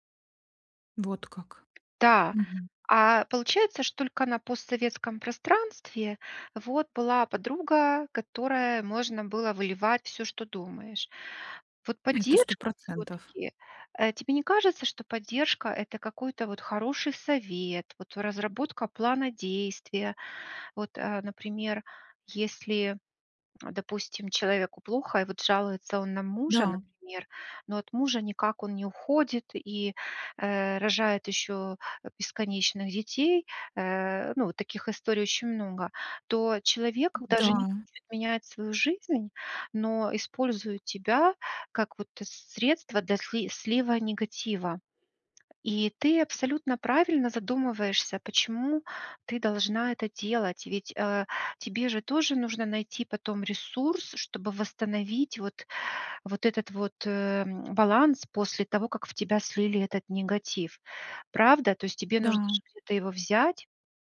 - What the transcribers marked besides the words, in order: tapping; other background noise
- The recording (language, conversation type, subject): Russian, advice, Как честно выразить критику, чтобы не обидеть человека и сохранить отношения?